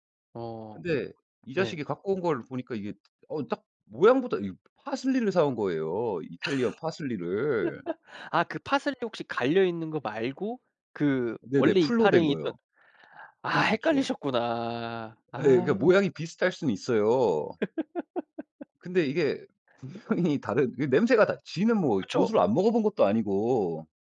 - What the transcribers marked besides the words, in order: laugh; put-on voice: "이탈리안"; laugh; laughing while speaking: "분명히 다른"
- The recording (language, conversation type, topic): Korean, podcast, 같이 요리하다가 생긴 웃긴 에피소드가 있나요?